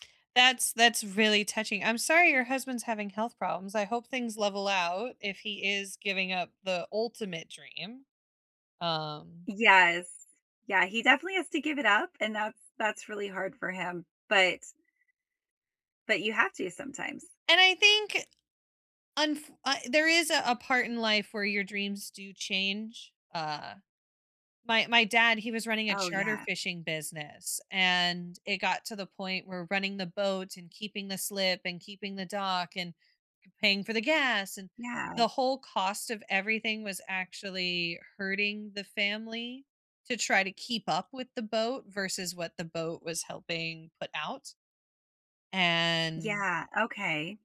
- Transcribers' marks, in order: none
- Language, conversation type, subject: English, unstructured, What dreams do you think are worth chasing no matter the cost?